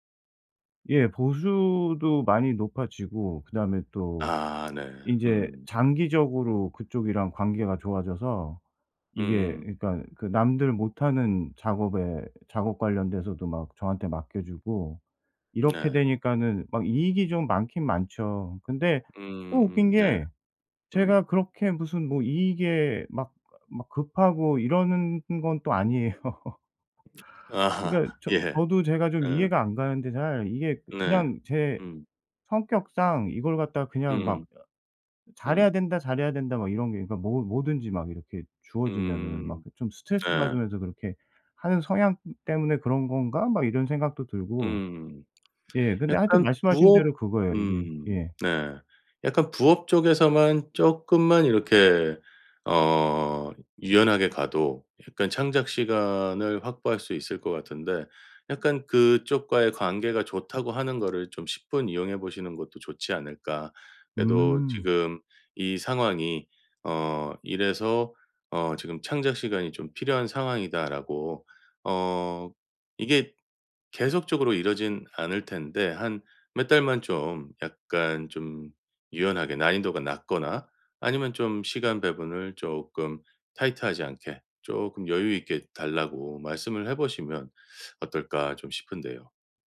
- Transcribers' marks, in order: other background noise; laughing while speaking: "아 네"; laughing while speaking: "아니에요"; laugh; other noise
- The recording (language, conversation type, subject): Korean, advice, 매주 정해진 창작 시간을 어떻게 확보할 수 있을까요?